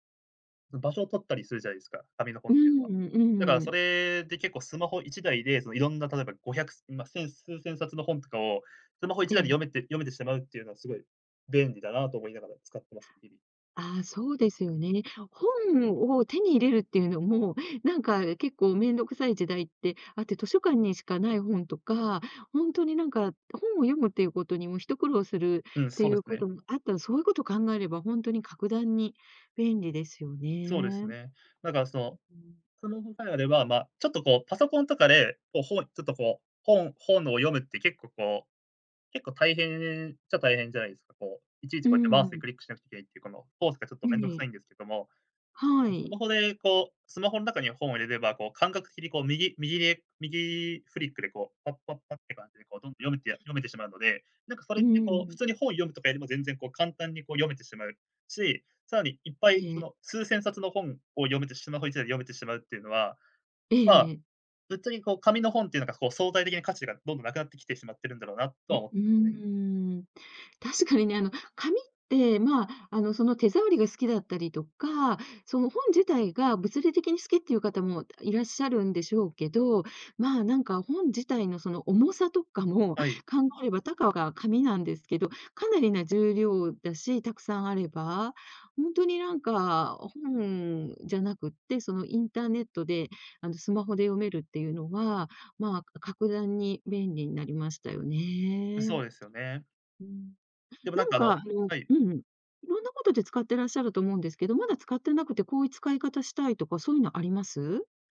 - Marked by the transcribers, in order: other background noise; unintelligible speech; tapping
- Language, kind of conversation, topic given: Japanese, podcast, スマホと上手に付き合うために、普段どんな工夫をしていますか？